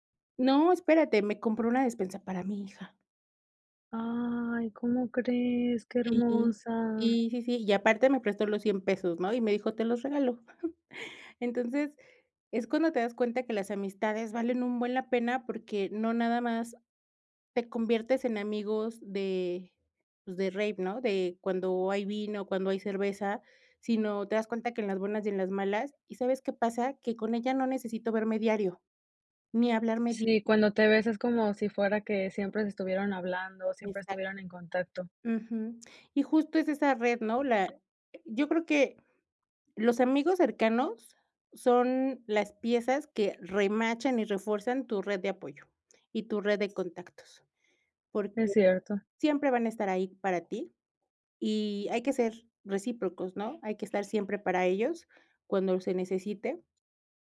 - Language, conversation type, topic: Spanish, podcast, ¿Cómo creas redes útiles sin saturarte de compromisos?
- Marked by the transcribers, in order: put-on voice: "Ay, ¿cómo crees? Qué hermosa"; chuckle